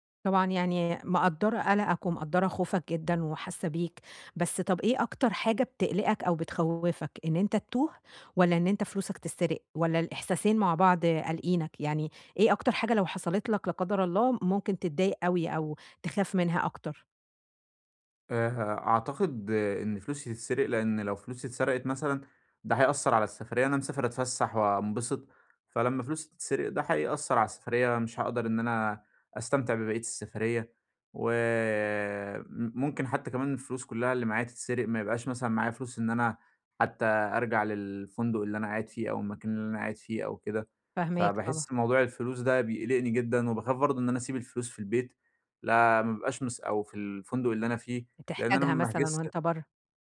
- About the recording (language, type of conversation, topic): Arabic, advice, إزاي أتنقل بأمان وثقة في أماكن مش مألوفة؟
- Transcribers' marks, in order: tapping